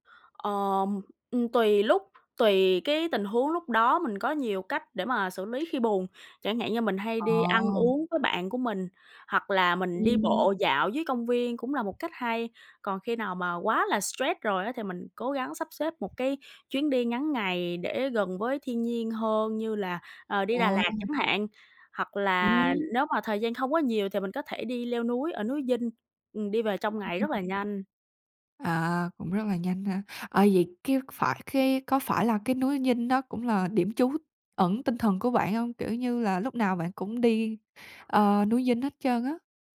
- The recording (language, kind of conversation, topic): Vietnamese, podcast, Bạn đã từng thấy thiên nhiên giúp chữa lành tâm trạng của mình chưa?
- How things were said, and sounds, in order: other background noise; tapping; chuckle